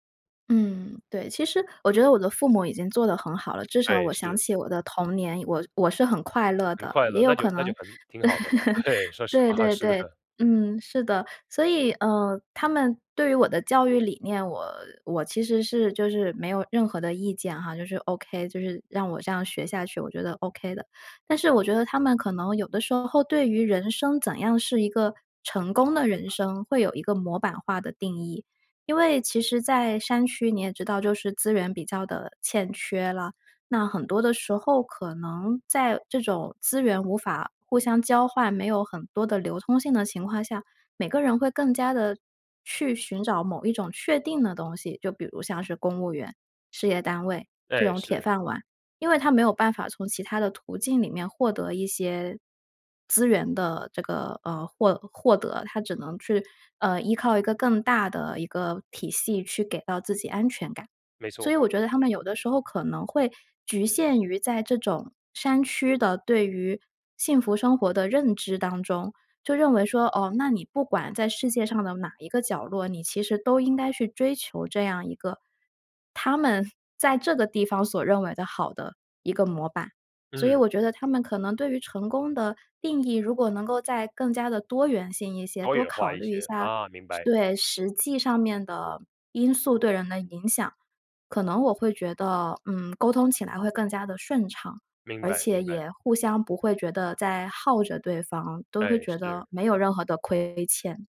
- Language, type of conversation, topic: Chinese, podcast, 说说你家里对孩子成才的期待是怎样的？
- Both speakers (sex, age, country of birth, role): female, 30-34, China, guest; male, 30-34, China, host
- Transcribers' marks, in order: laughing while speaking: "对"; laughing while speaking: "实话，是的"; laughing while speaking: "对"; other background noise; tapping